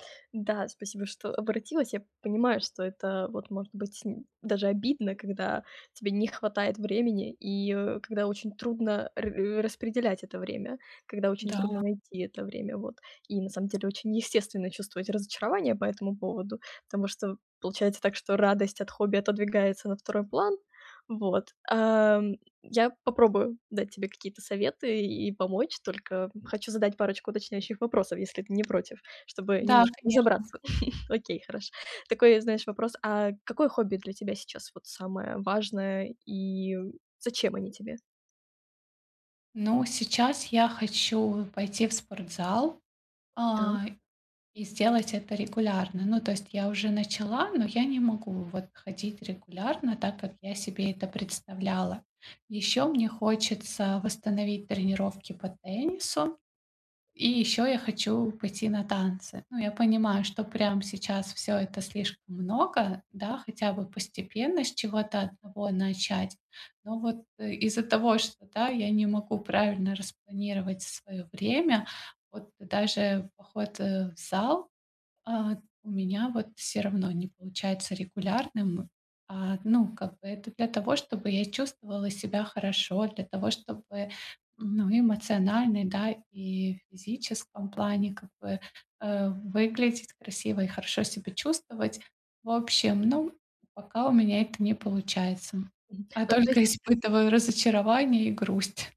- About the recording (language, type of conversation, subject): Russian, advice, Как снова найти время на хобби?
- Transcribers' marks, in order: tapping; chuckle